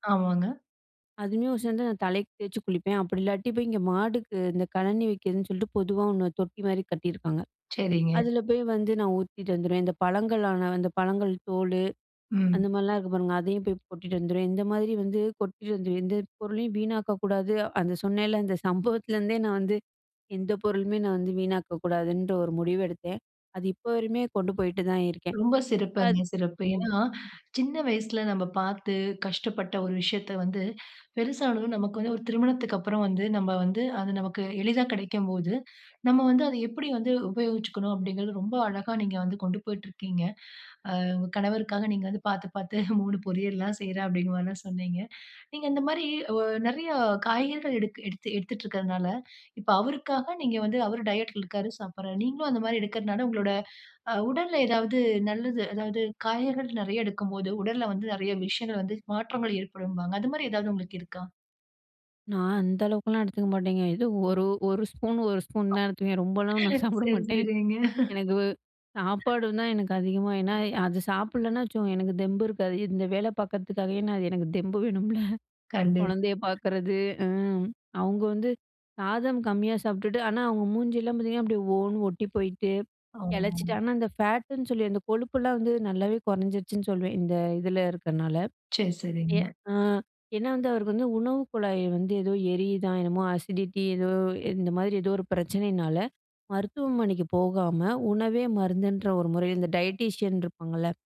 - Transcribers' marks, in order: "மாட்டுக்கு" said as "மாடுக்கு"; "தோல்" said as "தோலு"; chuckle; inhale; inhale; inhale; inhale; chuckle; inhale; in English: "டயட்"; inhale; laughing while speaking: "சரி, சரிங்க"; laughing while speaking: "சாப்பிட மாட்டேன்"; other noise; in English: "அசிடிட்டி"; in English: "டயட்டீஷியன்"
- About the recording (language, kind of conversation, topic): Tamil, podcast, வீடுகளில் உணவுப் பொருள் வீணாக்கத்தை குறைக்க எளிய வழிகள் என்ன?